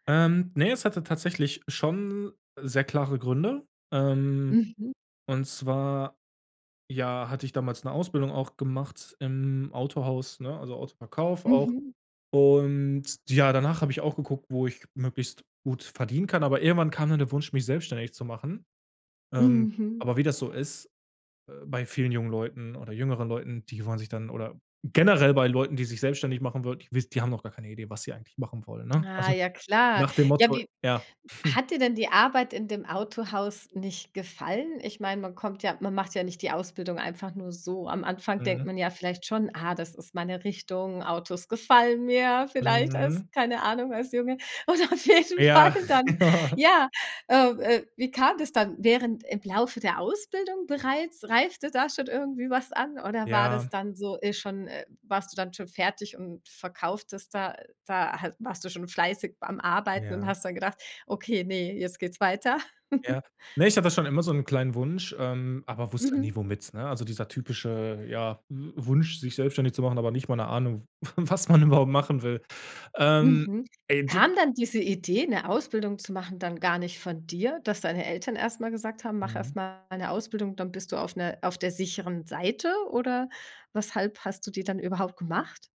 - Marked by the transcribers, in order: snort; laughing while speaking: "Oder auf jeden Fall"; chuckle; laughing while speaking: "Ja"; chuckle; laughing while speaking: "was man überhaupt"; unintelligible speech
- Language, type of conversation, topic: German, podcast, Wie ist dein größter Berufswechsel zustande gekommen?
- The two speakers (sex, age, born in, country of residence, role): female, 40-44, Germany, Germany, host; male, 30-34, Germany, Germany, guest